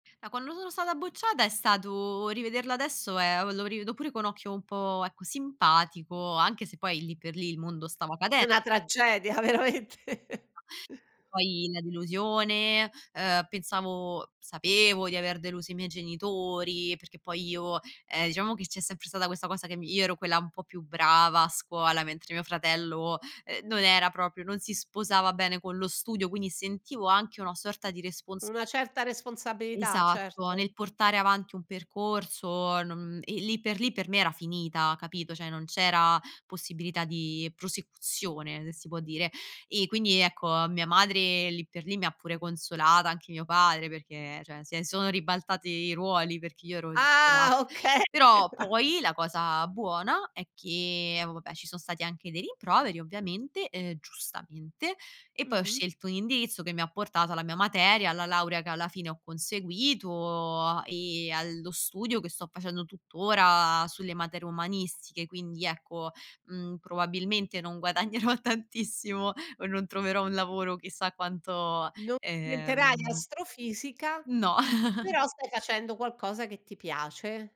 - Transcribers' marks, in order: "quando" said as "cuanno"; laughing while speaking: "veramente"; chuckle; other background noise; "proprio" said as "propio"; tapping; "cioè" said as "ceh"; laughing while speaking: "okay"; chuckle; laughing while speaking: "guadagnerò tantissimo"; chuckle
- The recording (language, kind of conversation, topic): Italian, podcast, Raccontami di un errore che ti ha insegnato tanto?
- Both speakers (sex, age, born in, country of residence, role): female, 25-29, Italy, Italy, guest; female, 60-64, Italy, Italy, host